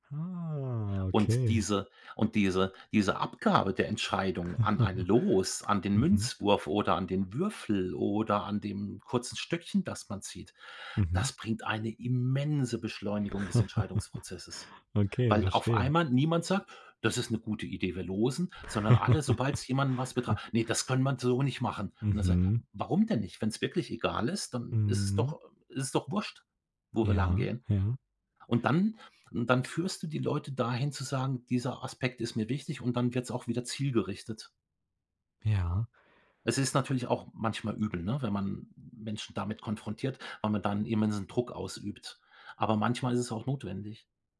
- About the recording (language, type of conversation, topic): German, podcast, Hast du eine Methode, um schnell Entscheidungen zu treffen?
- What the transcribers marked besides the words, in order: drawn out: "Ah"; chuckle; chuckle; chuckle